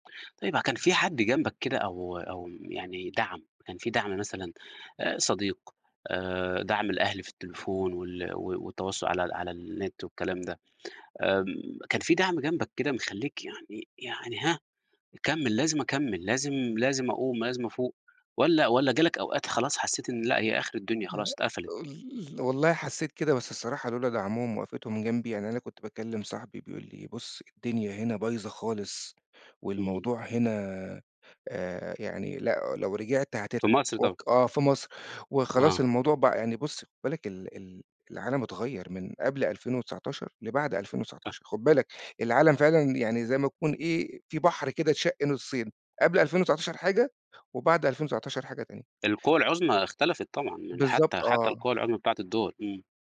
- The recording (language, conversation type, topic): Arabic, podcast, إيه أهم درس اتعلمته في حياتك؟
- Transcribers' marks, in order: other background noise; tapping